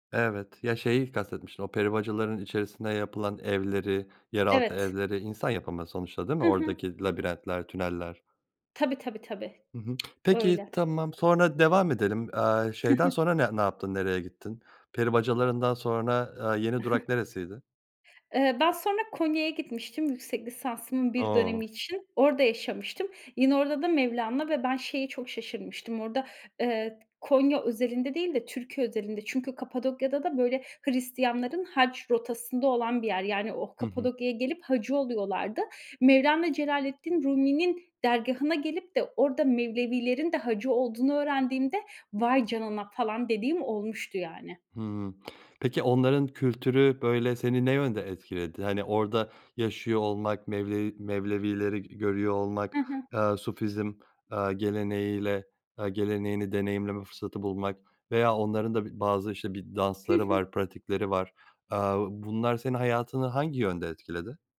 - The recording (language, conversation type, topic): Turkish, podcast, Bir şehir seni hangi yönleriyle etkiler?
- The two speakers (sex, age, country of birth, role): female, 30-34, Turkey, guest; male, 30-34, Turkey, host
- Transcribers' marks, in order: other background noise; lip smack; chuckle; chuckle; tapping